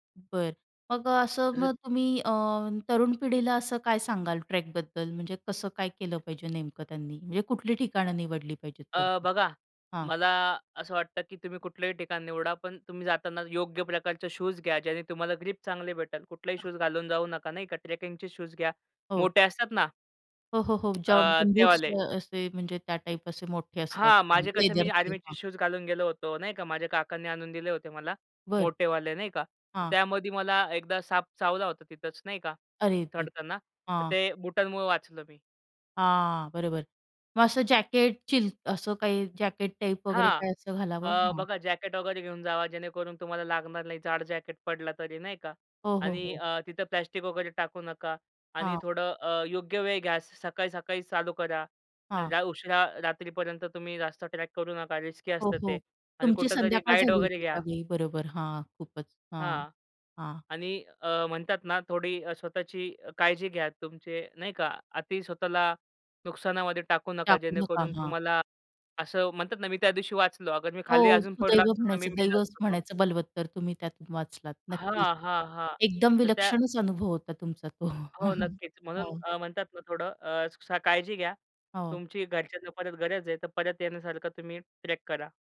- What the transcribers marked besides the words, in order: in English: "ट्रेकबद्दल"; other noise; other background noise; unintelligible speech; in English: "ट्रेकिंगचे शूज"; tapping; in English: "लेदरचे"; in English: "ट्रॅक"; in English: "रिस्की"; laughing while speaking: "तो, हो"; in English: "ट्रॅक"
- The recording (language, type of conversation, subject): Marathi, podcast, निसर्गात एकट्याने ट्रेक केल्याचा तुमचा अनुभव कसा होता?